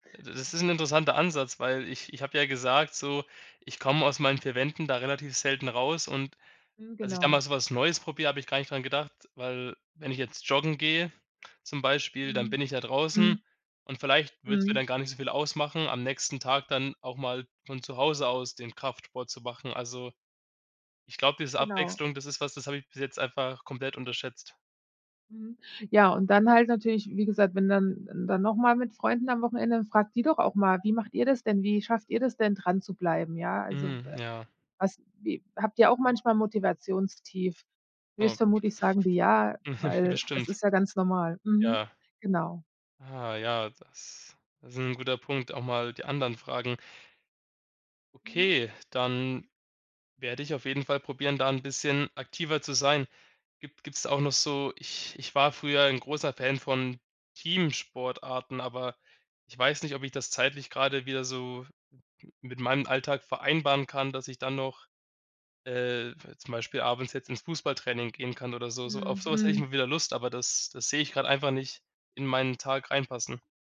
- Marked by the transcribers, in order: laughing while speaking: "Mhm"; other noise
- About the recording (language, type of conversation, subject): German, advice, Warum fehlt mir die Motivation, regelmäßig Sport zu treiben?